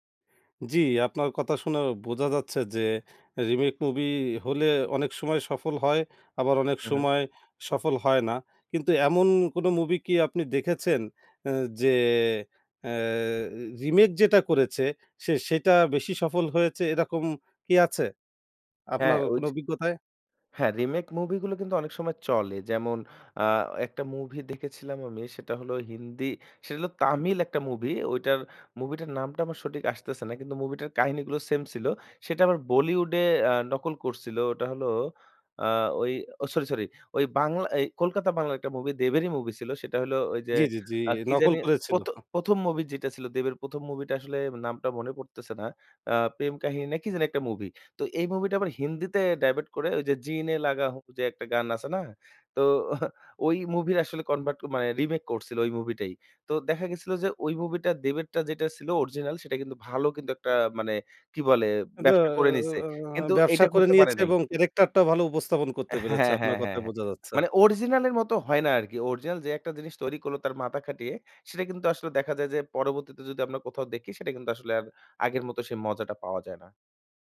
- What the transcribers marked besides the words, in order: in English: "ডাইভার্ট"; in Hindi: "জি নে লাগাহু"; scoff; in English: "ডাইভার্ট"
- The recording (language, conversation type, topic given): Bengali, podcast, রিমেক কি ভালো, না খারাপ—আপনি কেন এমন মনে করেন?